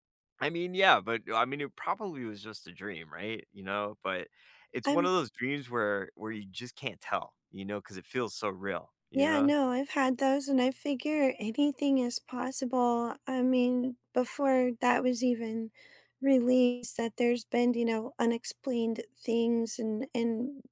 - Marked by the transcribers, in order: none
- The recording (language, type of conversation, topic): English, unstructured, What field trips have sparked your curiosity?